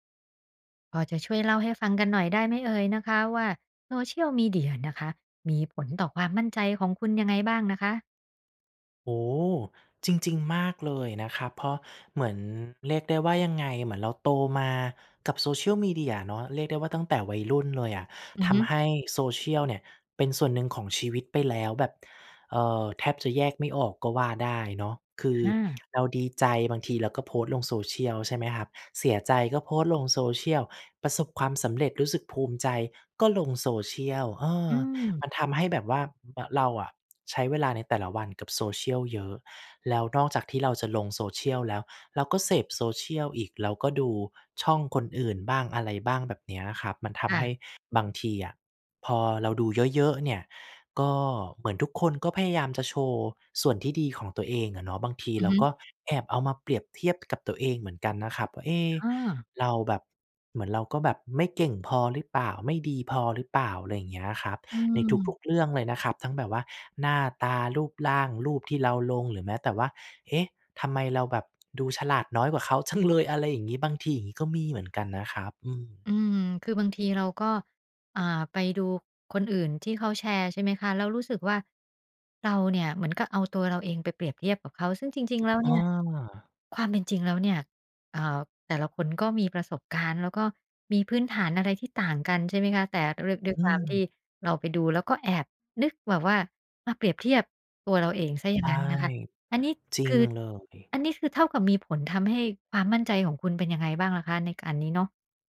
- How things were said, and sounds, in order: laughing while speaking: "จัง"; tapping; other background noise
- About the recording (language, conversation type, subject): Thai, podcast, โซเชียลมีเดียส่งผลต่อความมั่นใจของเราอย่างไร?